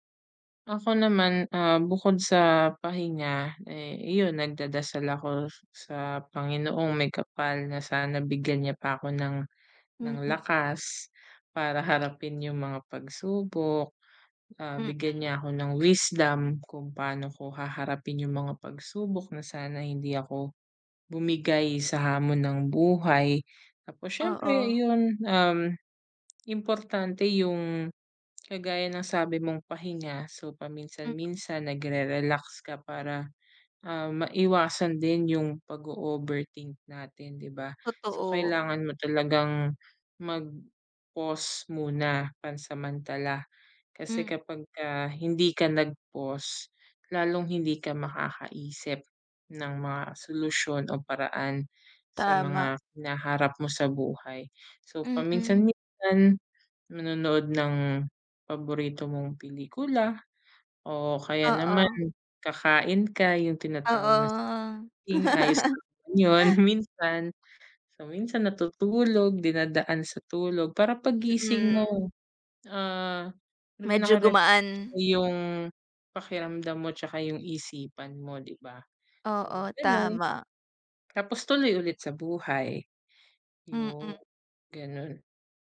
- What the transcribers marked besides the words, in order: tapping; other background noise; unintelligible speech; laugh; laughing while speaking: "minsan"
- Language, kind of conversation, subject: Filipino, unstructured, Ano ang paborito mong gawin upang manatiling ganado sa pag-abot ng iyong pangarap?